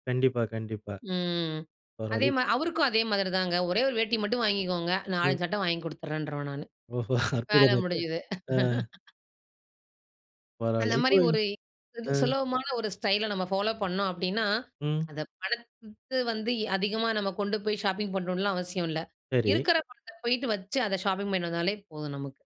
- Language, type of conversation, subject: Tamil, podcast, பணம் குறைவாக இருந்தாலும் ஸ்டைலாக இருப்பது எப்படி?
- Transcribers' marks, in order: chuckle; in English: "ஷாப்பிங்"; in English: "ஷாப்பிங்"